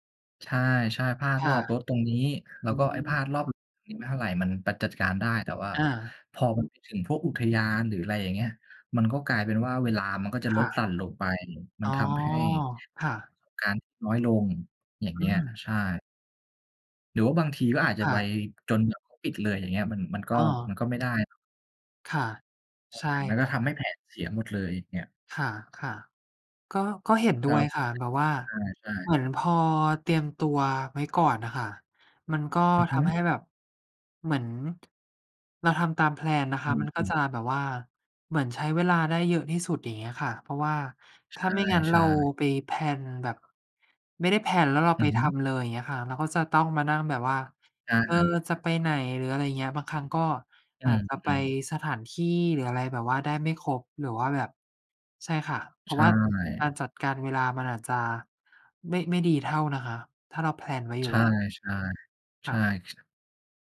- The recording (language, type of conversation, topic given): Thai, unstructured, ประโยชน์ของการวางแผนล่วงหน้าในแต่ละวัน
- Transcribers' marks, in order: other background noise; tapping; in English: "แพลน"; in English: "แพลน"